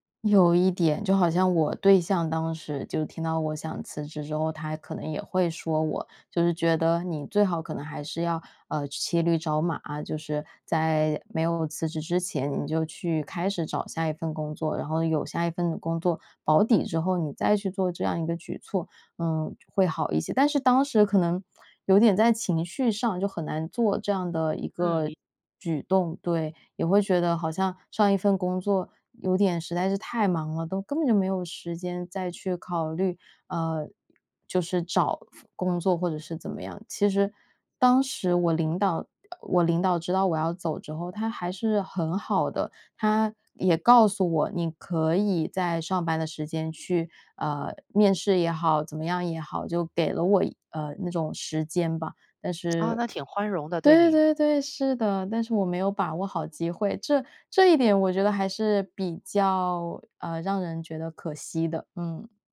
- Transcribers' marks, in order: joyful: "对 对 对，是的"; other background noise; "宽容" said as "欢容"
- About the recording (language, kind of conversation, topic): Chinese, podcast, 转行时如何处理经济压力？